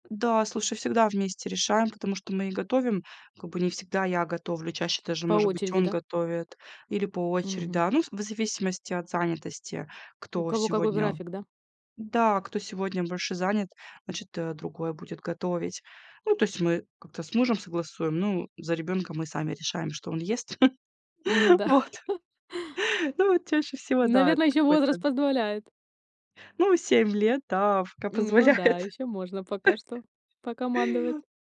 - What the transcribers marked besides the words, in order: tapping; laugh; laugh
- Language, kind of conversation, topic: Russian, podcast, Как ты стараешься правильно питаться в будни?